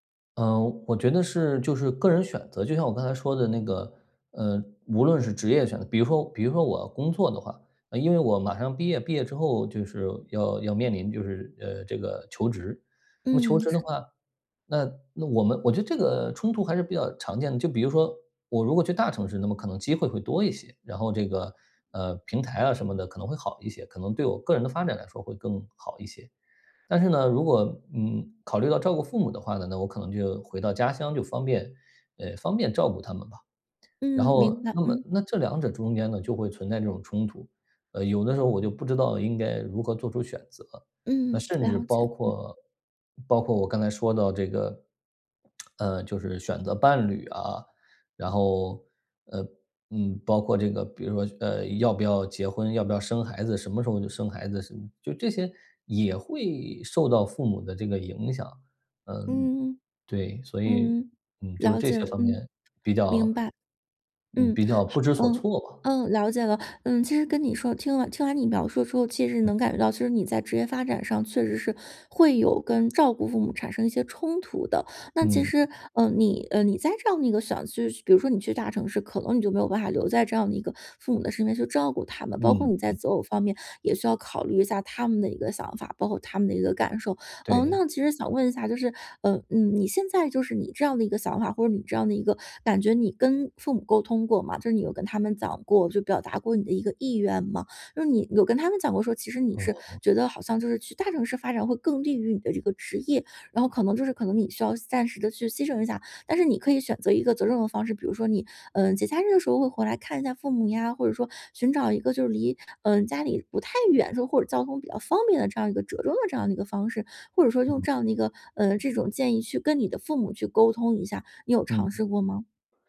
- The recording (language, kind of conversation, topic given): Chinese, advice, 陪伴年迈父母的责任突然增加时，我该如何应对压力并做出合适的选择？
- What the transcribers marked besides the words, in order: lip smack; other background noise; tapping